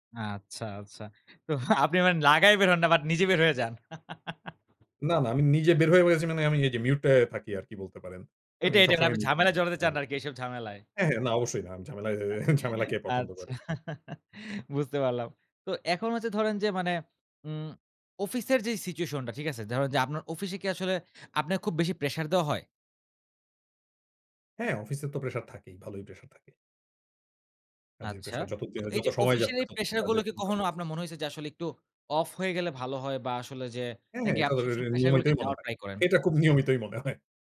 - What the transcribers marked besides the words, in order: laughing while speaking: "তো আপনি মানে লাগায় বের হন না বাট নিজে বের হয়ে যান"; chuckle; unintelligible speech; chuckle; laughing while speaking: "আচ্ছা"; laughing while speaking: "ঝামেলা"; chuckle; laughing while speaking: "নিয়মিতই মনে হয়"
- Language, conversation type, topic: Bengali, podcast, কাজ থেকে সত্যিই ‘অফ’ হতে তোমার কি কোনো নির্দিষ্ট রীতি আছে?